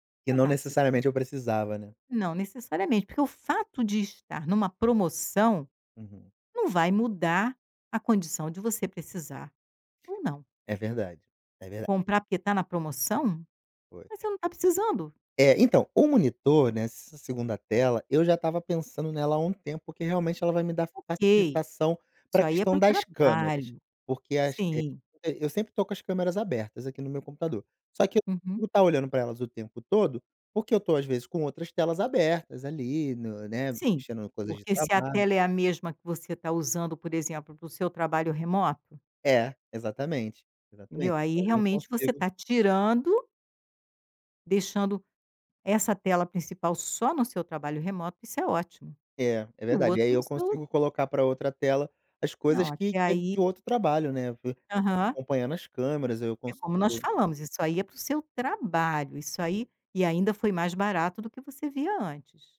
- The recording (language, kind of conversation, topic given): Portuguese, advice, Como posso lidar com compras impulsivas e o arrependimento financeiro?
- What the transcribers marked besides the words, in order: tapping